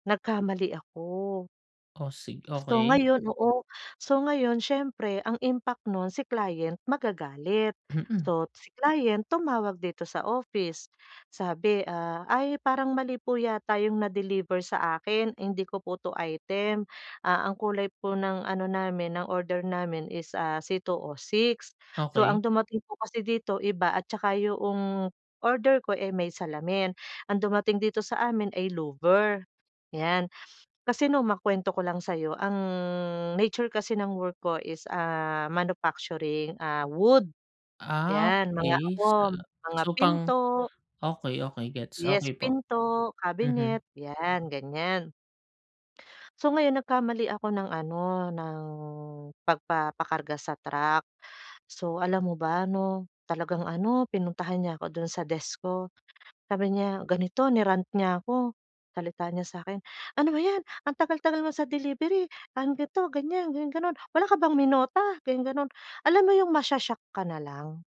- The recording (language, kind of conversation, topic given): Filipino, advice, Paano ako makakaayos at makakabangon muli matapos gumawa ng malaking pagkakamali sa trabaho?
- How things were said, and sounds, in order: other background noise; gasp; in English: "louver"; sniff; gasp; gasp; in English: "ni-rant"; angry: "Ano ba 'yan ang tagal-tagal … ka bang minota?"